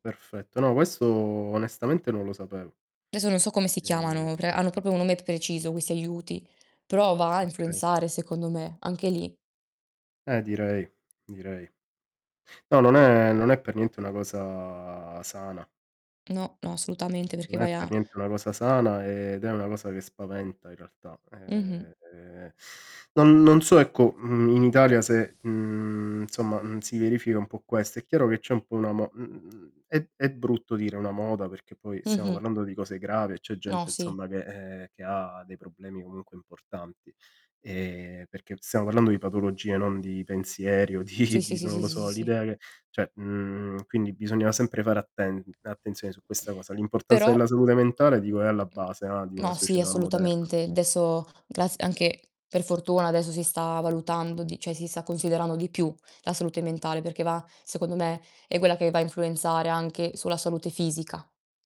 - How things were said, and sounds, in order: distorted speech; "Adesso" said as "deso"; "proprio" said as "propo"; tapping; drawn out: "cosa"; "assolutamente" said as "solutamente"; teeth sucking; laughing while speaking: "di"; static; "cioè" said as "ceh"; "adesso" said as "deso"; "cioè" said as "ceh"
- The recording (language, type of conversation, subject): Italian, unstructured, Cosa pensi delle persone che ignorano i problemi di salute mentale?